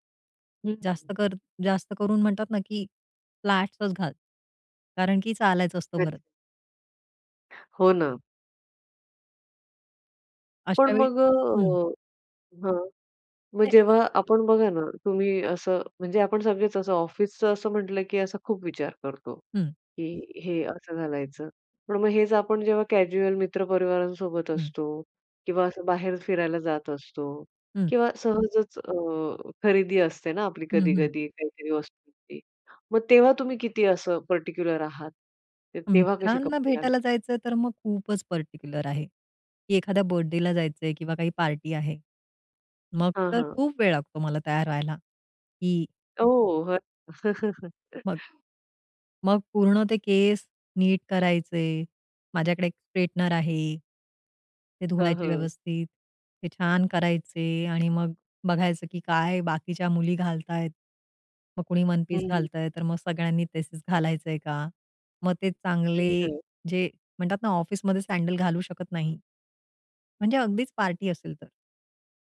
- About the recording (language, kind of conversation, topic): Marathi, podcast, कपड्यांमध्ये आराम आणि देखणेपणा यांचा समतोल तुम्ही कसा साधता?
- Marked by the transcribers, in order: other background noise; tapping; in English: "कॅज्युअल"; chuckle